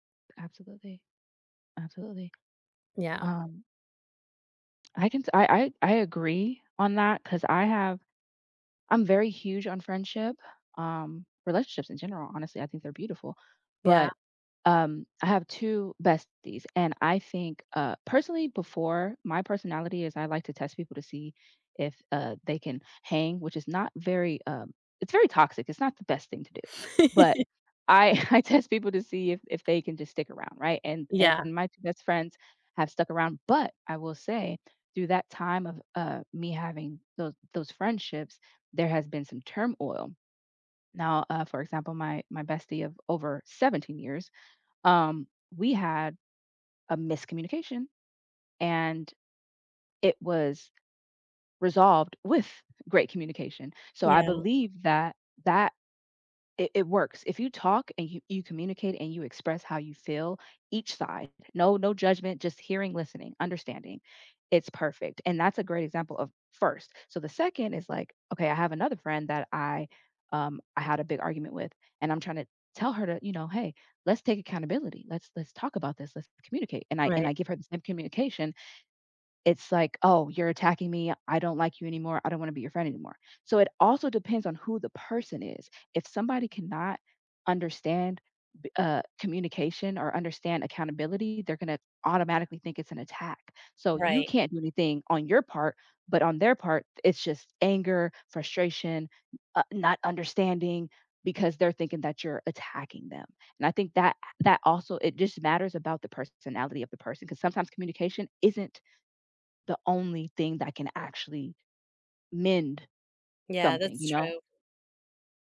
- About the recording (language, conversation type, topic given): English, unstructured, How do you rebuild a friendship after a big argument?
- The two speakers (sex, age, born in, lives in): female, 30-34, United States, United States; female, 50-54, United States, United States
- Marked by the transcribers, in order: tapping; other background noise; laughing while speaking: "I"; laugh; stressed: "but"